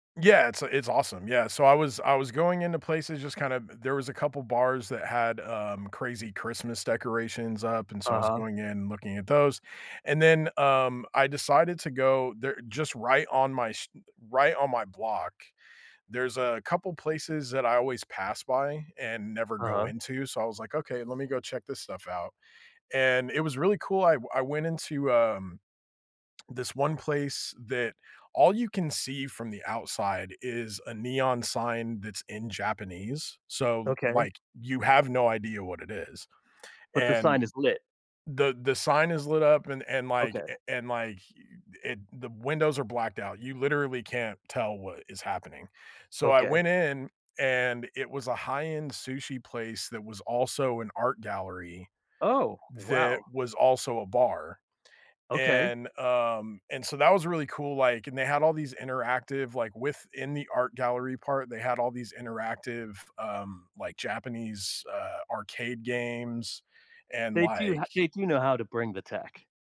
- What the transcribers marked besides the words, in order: none
- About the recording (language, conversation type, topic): English, unstructured, How can I make my neighborhood worth lingering in?